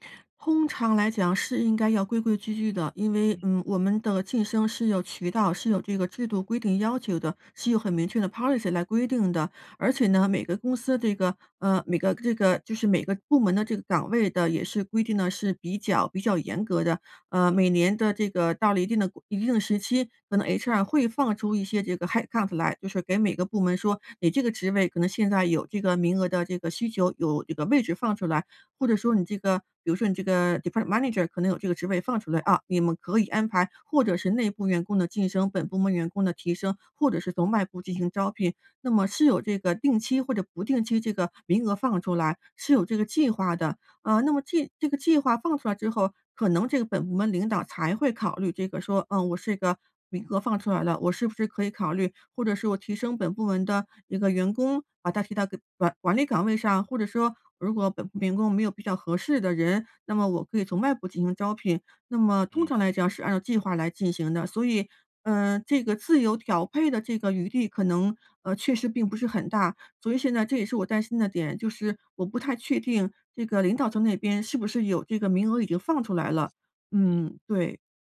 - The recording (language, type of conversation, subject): Chinese, advice, 在竞争激烈的情况下，我该如何争取晋升？
- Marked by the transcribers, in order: "这" said as "得"; in English: "headcount"; in English: "department manager"